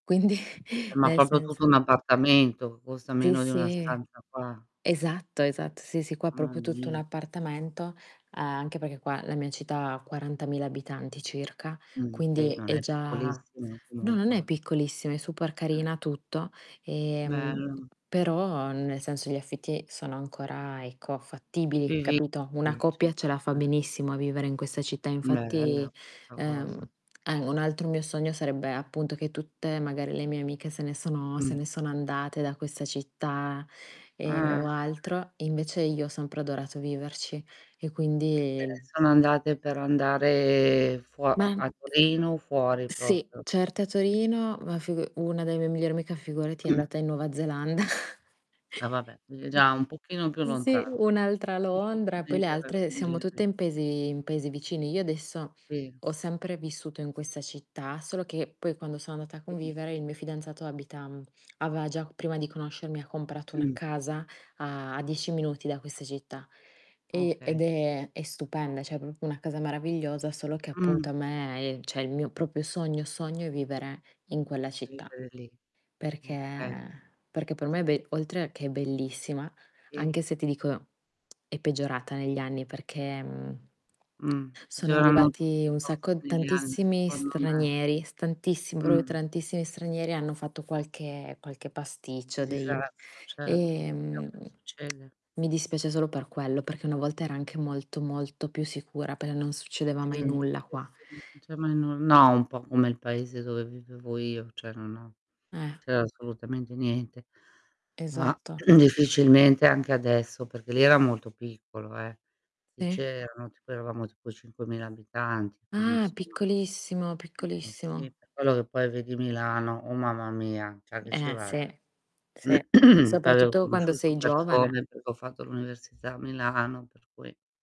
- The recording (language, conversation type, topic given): Italian, unstructured, Quali sogni hai per il tuo futuro?
- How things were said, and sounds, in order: laughing while speaking: "Quindi"; "proprio" said as "popio"; static; distorted speech; "proprio" said as "propio"; other background noise; unintelligible speech; tapping; unintelligible speech; unintelligible speech; "proprio" said as "propio"; other noise; chuckle; "cioè" said as "ceh"; "proprio" said as "propo"; "cioè" said as "ceh"; "proprio" said as "propio"; "Sì" said as "ì"; lip smack; lip smack; mechanical hum; "proprio" said as "propo"; "tantissimi" said as "trantissimi"; drawn out: "ehm"; lip smack; "cioè" said as "ceh"; "cioè" said as "ceh"; throat clearing; throat clearing